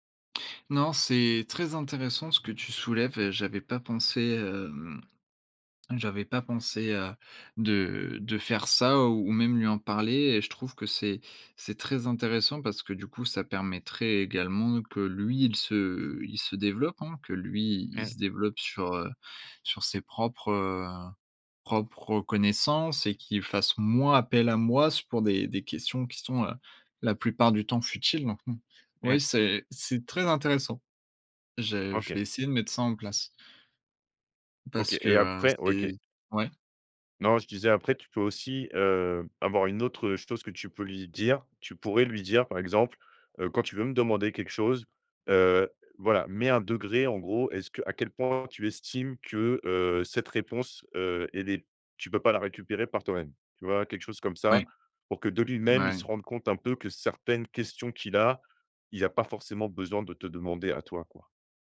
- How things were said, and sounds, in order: stressed: "moins"
- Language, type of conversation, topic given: French, advice, Comment poser des limites à un ami qui te demande trop de temps ?